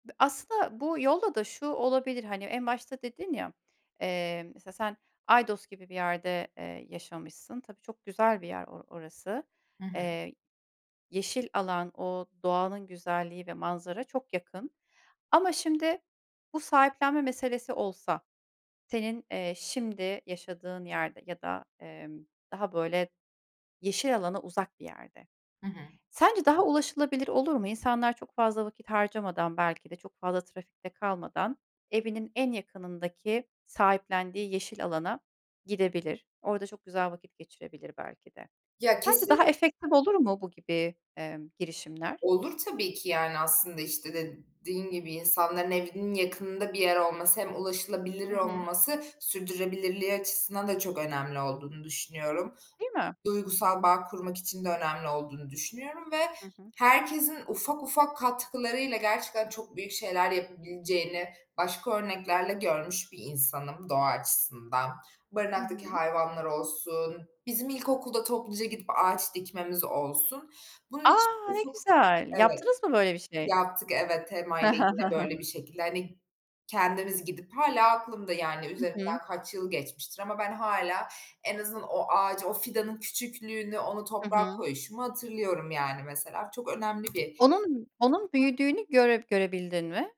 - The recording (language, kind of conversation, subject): Turkish, podcast, Şehirlerde yeşil alanlar neden önemlidir?
- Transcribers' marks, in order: other noise; tapping; unintelligible speech